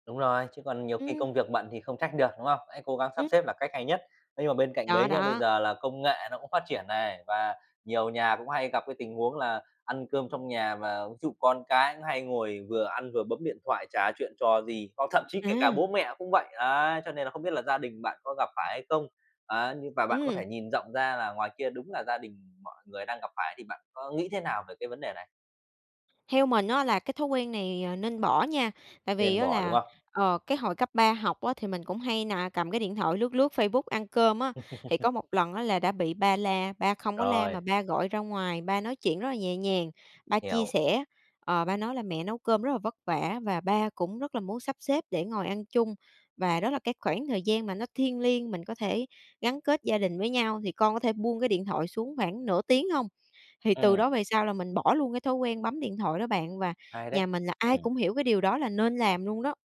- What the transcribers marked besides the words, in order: tapping; chuckle
- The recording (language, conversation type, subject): Vietnamese, podcast, Bạn nghĩ bữa cơm gia đình quan trọng như thế nào đối với mọi người?